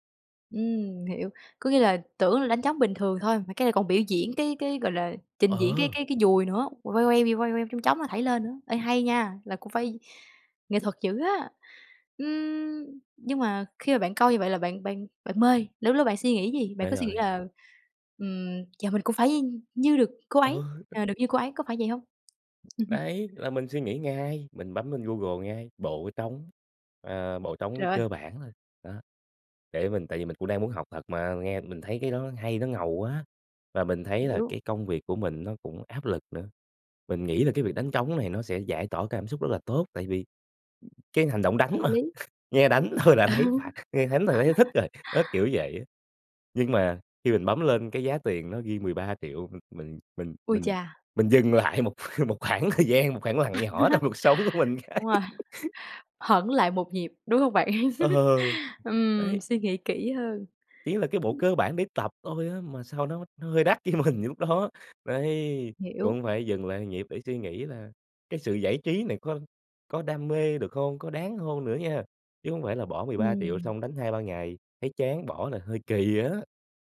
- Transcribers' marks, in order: tapping; laugh; other background noise; laugh; laughing while speaking: "một một khoảng thời gian … của mình cái"; laugh; laugh; laugh; laughing while speaking: "với mình"
- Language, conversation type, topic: Vietnamese, podcast, Bạn có thể kể về lần bạn tình cờ tìm thấy đam mê của mình không?